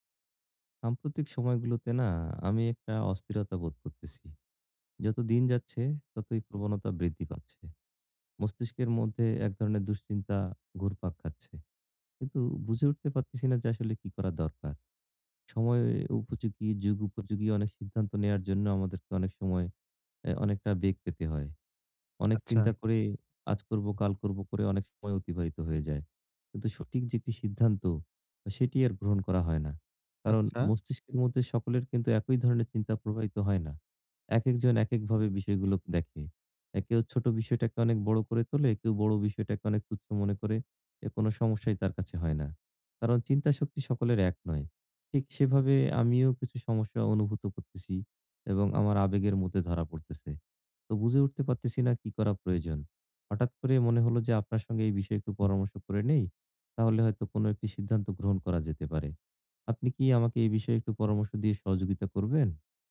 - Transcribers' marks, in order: none
- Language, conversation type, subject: Bengali, advice, আমি কীভাবে আরও স্পষ্ট ও কার্যকরভাবে যোগাযোগ করতে পারি?